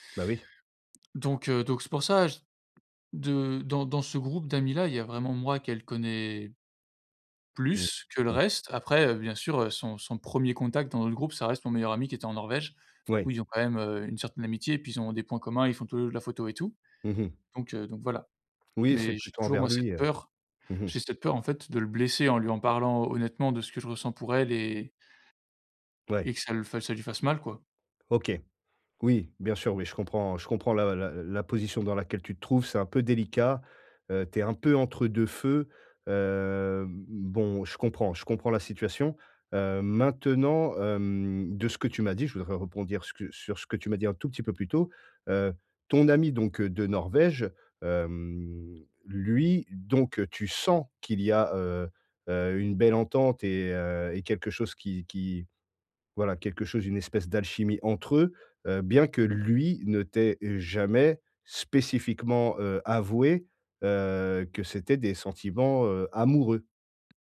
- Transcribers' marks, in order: drawn out: "Hem"; stressed: "sens"; stressed: "lui"; stressed: "jamais"; stressed: "amoureux"
- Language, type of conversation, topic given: French, advice, Comment gérer l’anxiété avant des retrouvailles ou une réunion ?